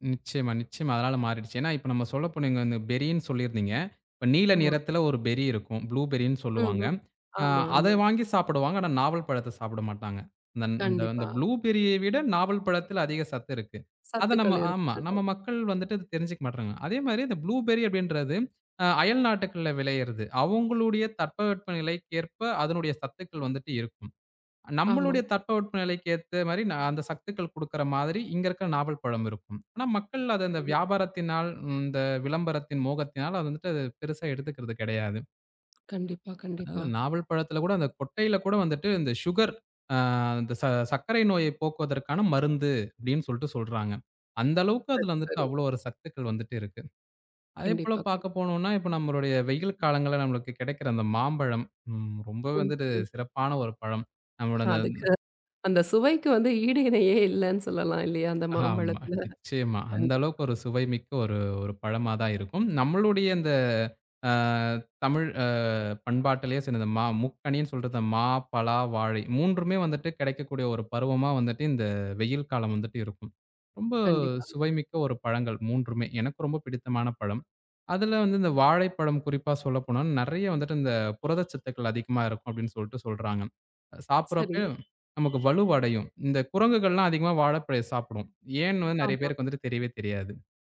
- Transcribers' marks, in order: in English: "பெர்ரி"; in English: "பெர்ரி"; in English: "புளூபெர்ரின்னு"; in English: "புளூபெர்ரியை"; in English: "புளூபெர்ரி"; other noise; tapping; in English: "சுகர்"; drawn out: "அ"; other background noise; laughing while speaking: "அதுக்கு அந்த சுவைக்கு வந்து ஈடு இணையையே இல்லன்னு சொல்லலாம் இல்லையா அந்த மாம்பழத்துல?"; laughing while speaking: "ஆமா"; drawn out: "அ"; "சொன்னது" said as "சின்னது"; horn; "வாழை பழத்த" said as "வாழைப்பழய"
- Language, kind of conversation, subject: Tamil, podcast, பருவத்துக்கேற்ப பழங்களை வாங்கி சாப்பிட்டால் என்னென்ன நன்மைகள் கிடைக்கும்?